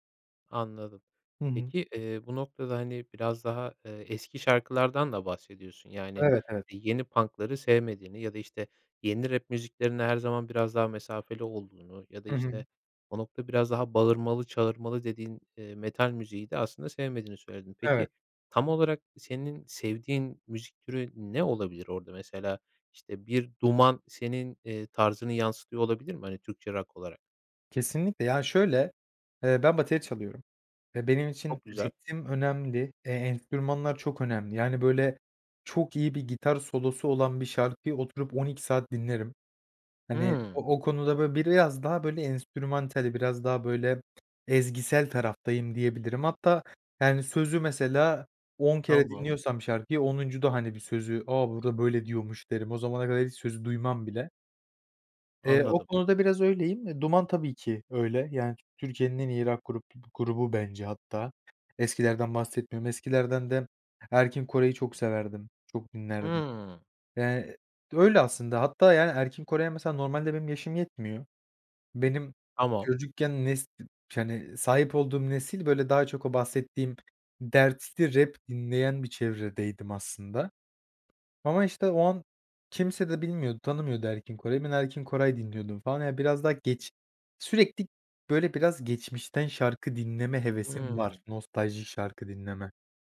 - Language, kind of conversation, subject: Turkish, podcast, Müzik zevkin zaman içinde nasıl değişti ve bu değişimde en büyük etki neydi?
- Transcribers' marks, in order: tapping; in English: "punk'ları"; other background noise